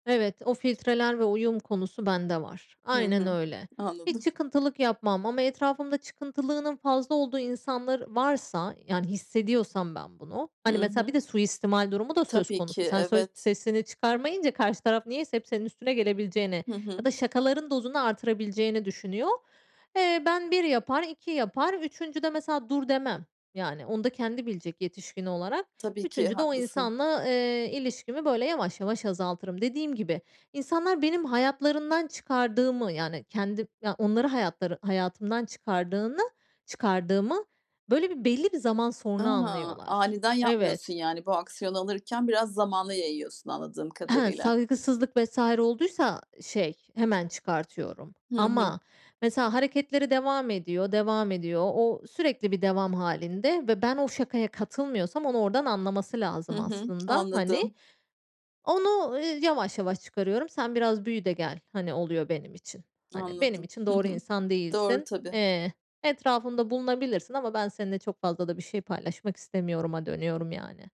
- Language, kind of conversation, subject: Turkish, podcast, Çatışma sırasında etkili dinleme nasıl yapılır ve hangi ipuçları işe yarar?
- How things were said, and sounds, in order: tapping; other background noise